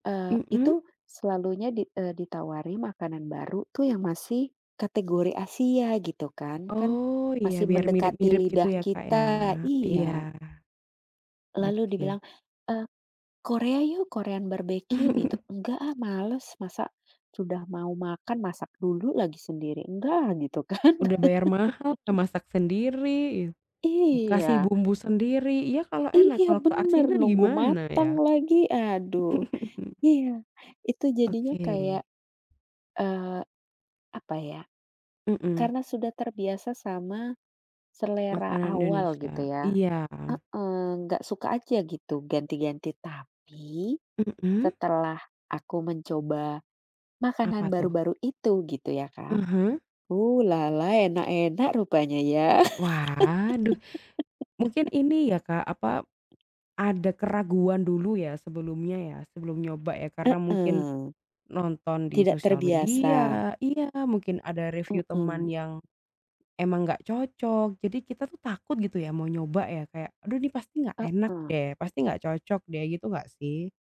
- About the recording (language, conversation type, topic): Indonesian, unstructured, Bagaimana cara kamu meyakinkan teman untuk mencoba makanan baru?
- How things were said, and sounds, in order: other background noise; chuckle; tapping; laugh; chuckle; laugh